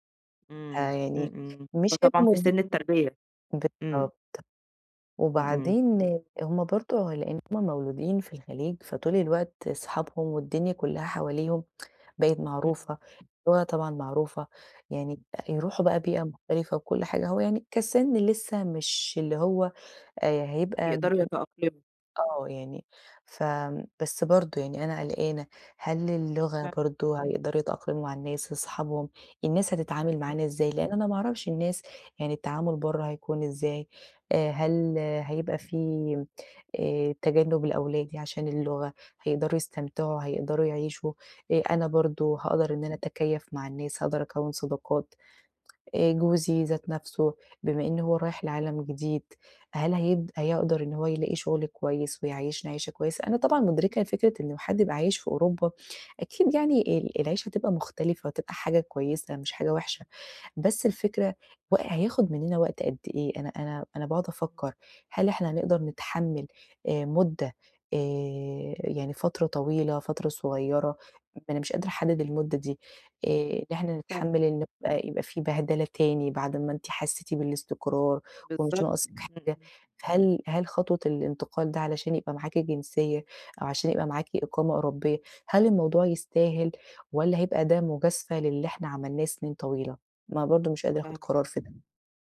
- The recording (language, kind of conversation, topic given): Arabic, advice, إزاي أخد قرار مصيري دلوقتي عشان ما أندمش بعدين؟
- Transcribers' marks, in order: unintelligible speech; unintelligible speech; tapping; unintelligible speech